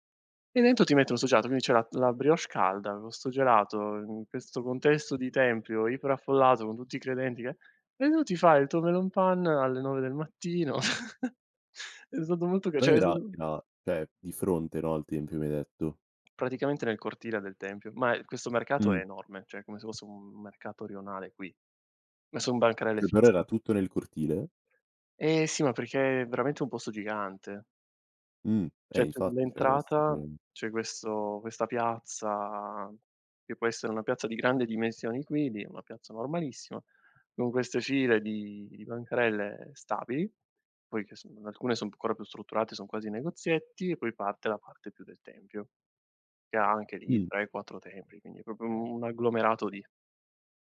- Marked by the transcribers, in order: laugh; "cioè" said as "ceh"; unintelligible speech; "cioè" said as "ceh"; "proprio" said as "propio"
- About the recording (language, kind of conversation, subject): Italian, podcast, Quale città o paese ti ha fatto pensare «tornerò qui» e perché?